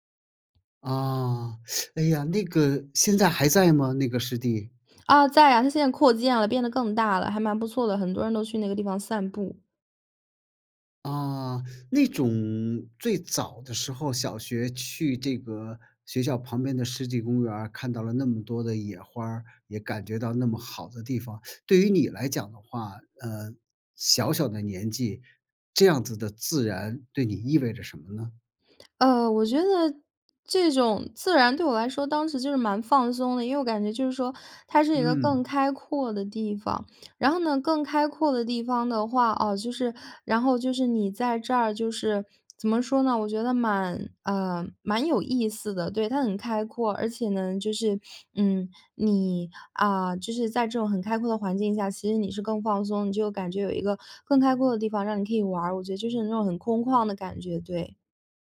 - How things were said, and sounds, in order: other background noise; teeth sucking; lip smack
- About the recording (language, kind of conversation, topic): Chinese, podcast, 你最早一次亲近大自然的记忆是什么？